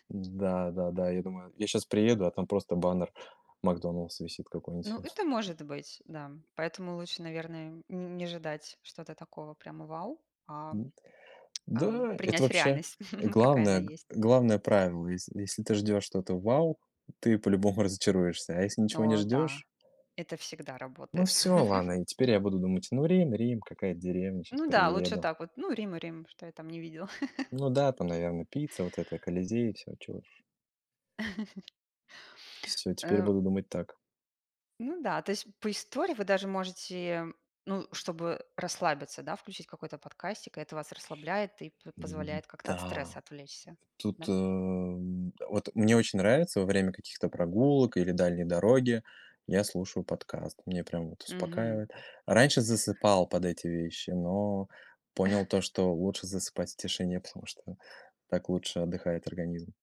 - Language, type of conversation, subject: Russian, unstructured, Как твоё хобби помогает тебе расслабиться или отвлечься?
- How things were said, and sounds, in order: chuckle; tapping; chuckle; chuckle; chuckle; chuckle; chuckle